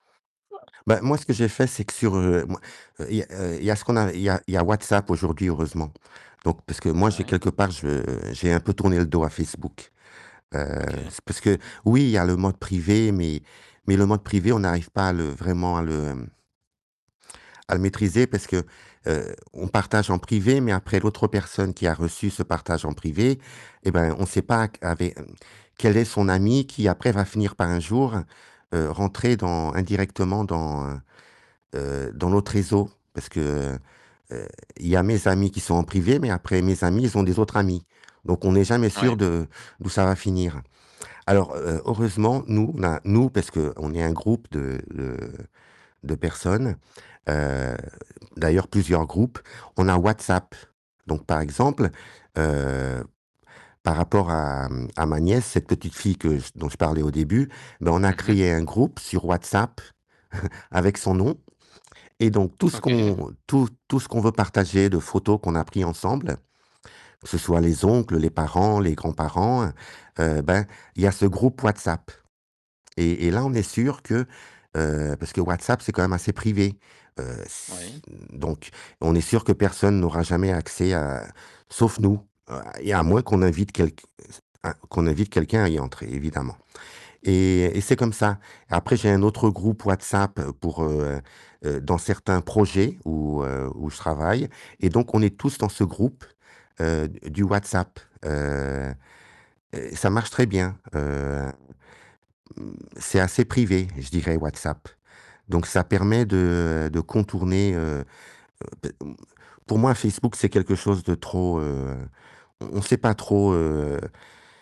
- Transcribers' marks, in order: static; distorted speech; chuckle
- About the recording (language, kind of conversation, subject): French, podcast, Jusqu’où doit-on partager sa vie sur les réseaux sociaux ?